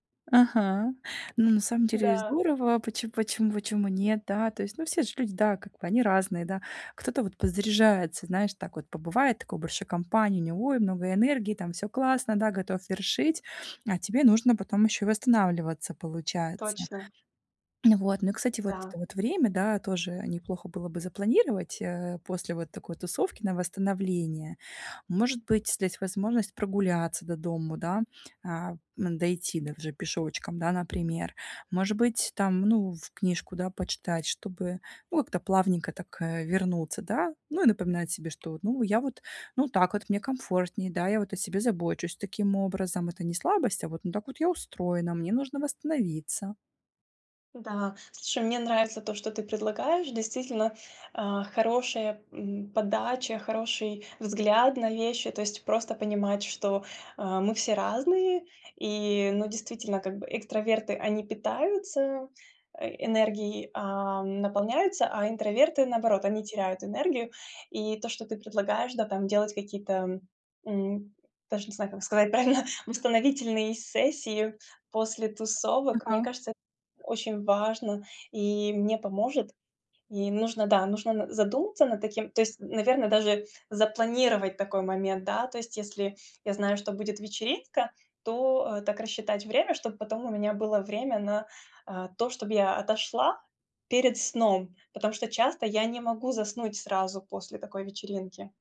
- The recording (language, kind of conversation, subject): Russian, advice, Как справиться с давлением и дискомфортом на тусовках?
- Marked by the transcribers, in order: tapping; other background noise; laughing while speaking: "правильно"